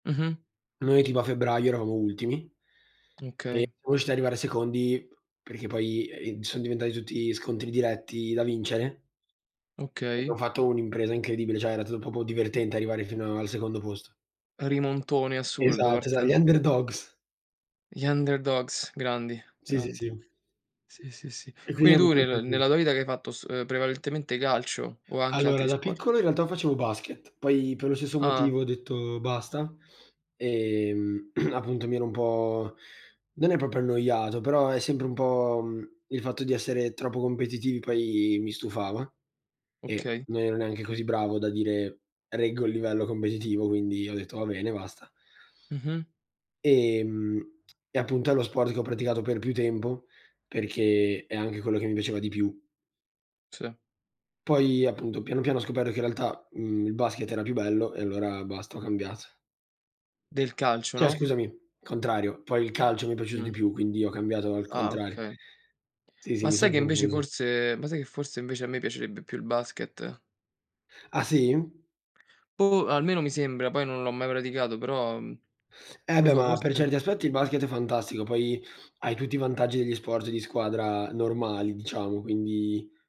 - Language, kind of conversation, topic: Italian, unstructured, Come ti senti quando raggiungi un obiettivo sportivo?
- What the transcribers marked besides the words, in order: "okay" said as "chei"; tapping; "proprio" said as "propo"; in English: "Underdogs"; in English: "Underdogs"; other background noise; throat clearing; drawn out: "poi"; "Cioè" said as "ceh"